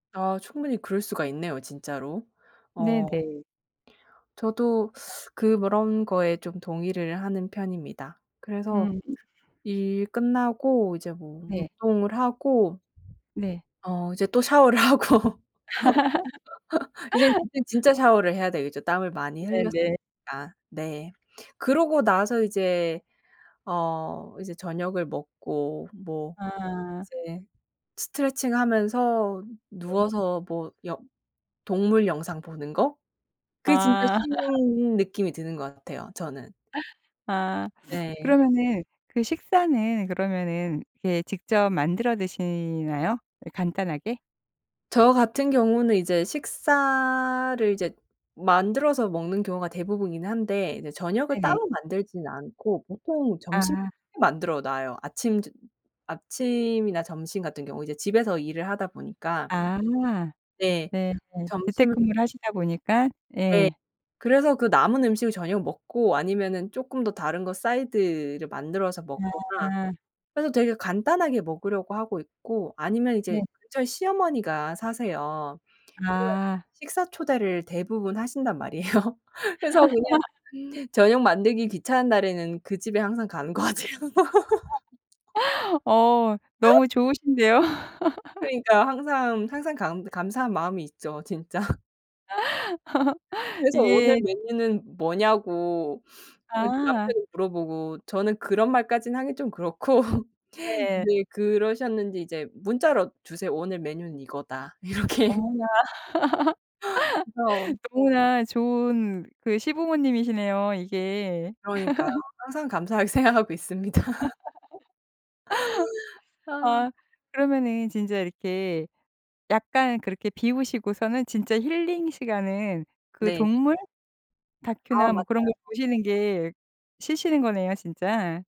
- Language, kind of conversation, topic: Korean, podcast, 일 끝나고 진짜 쉬는 법은 뭐예요?
- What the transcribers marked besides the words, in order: other noise; laugh; laughing while speaking: "하고"; laugh; laugh; other background noise; unintelligible speech; laughing while speaking: "말이에요"; laugh; laughing while speaking: "가는 것 같아요"; laugh; laugh; laugh; laughing while speaking: "그렇고"; laughing while speaking: "이렇게"; laugh; laugh; laughing while speaking: "생각하고 있습니다"; laugh